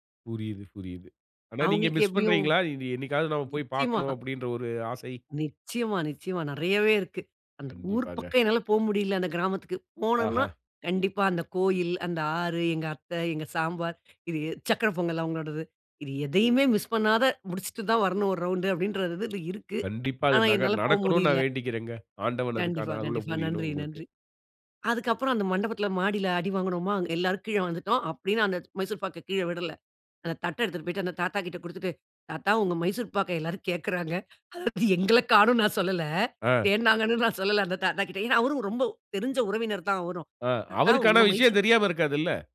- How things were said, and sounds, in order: other background noise; in English: "மிஸ்"; in English: "மிஸ்"; "நட-" said as "நக"; laughing while speaking: "எங்கள காணோன்னு நான் சொல்லல, தேடுனாங்கனும் நான் சொல்லல அந்த தாத்தா கிட்ட"
- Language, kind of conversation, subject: Tamil, podcast, உங்களுக்கு உடனே நினைவுக்கு வரும் குடும்பச் சமையல் குறிப்புடன் தொடர்பான ஒரு கதையை சொல்ல முடியுமா?